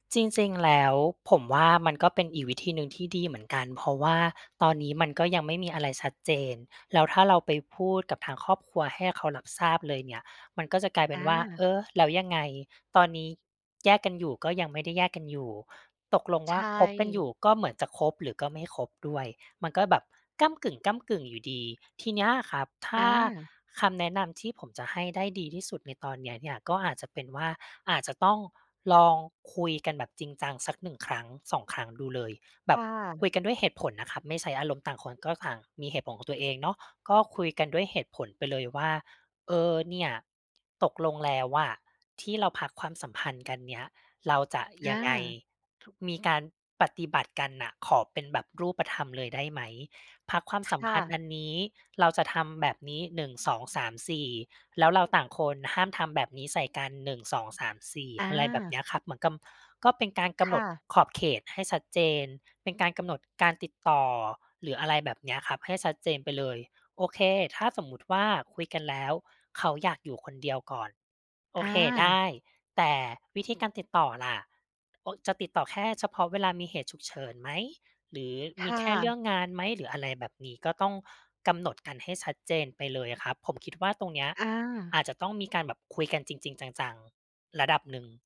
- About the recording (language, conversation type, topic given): Thai, advice, จะรับมืออย่างไรเมื่อคู่ชีวิตขอพักความสัมพันธ์และคุณไม่รู้จะทำอย่างไร
- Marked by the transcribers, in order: other background noise